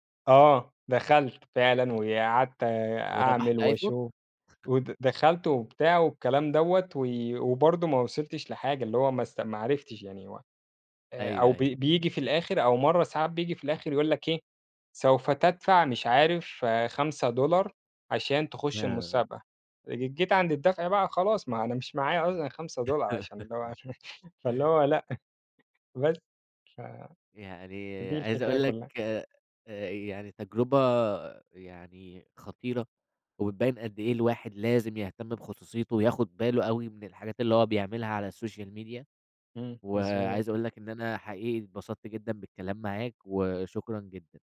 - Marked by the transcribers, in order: other background noise; laugh; chuckle; in English: "الSocial media"
- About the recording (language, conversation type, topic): Arabic, podcast, بتخاف على خصوصيتك مع تطور الأجهزة الذكية؟